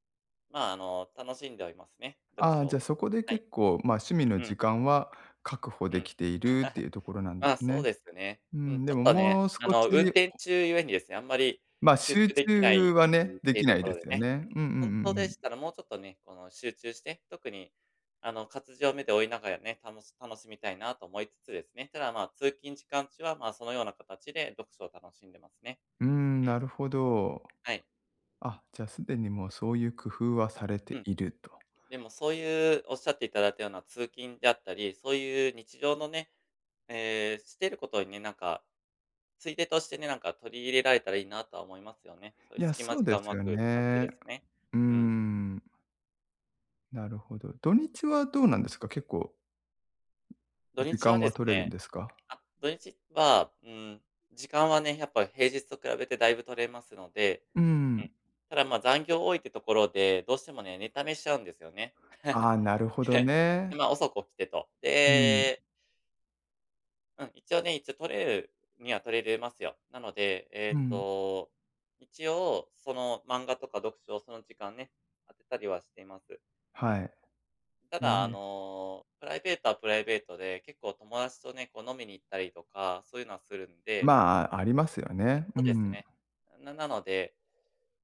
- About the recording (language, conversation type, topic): Japanese, advice, 仕事や家事で忙しくて趣味の時間が取れないとき、どうすれば時間を確保できますか？
- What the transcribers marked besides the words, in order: chuckle; other background noise; other noise; laugh